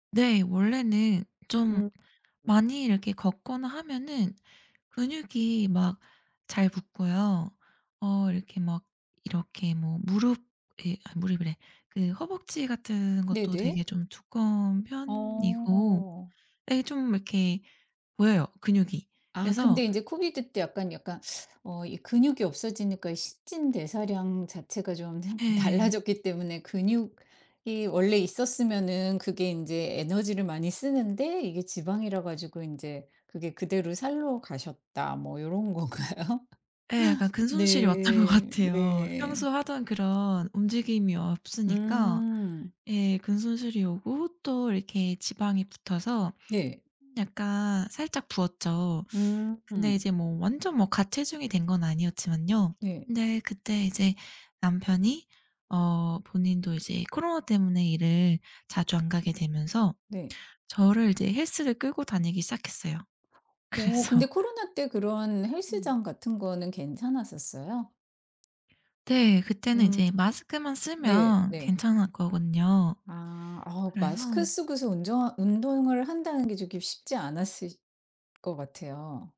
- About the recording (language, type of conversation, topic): Korean, podcast, 운동을 꾸준히 하게 된 계기는 무엇인가요?
- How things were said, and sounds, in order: other background noise; laughing while speaking: "요런 건가요?"; laughing while speaking: "왔던 것 같아요"; tapping; laughing while speaking: "그래서"; "괜찮았거든요" said as "괜찮았거건요"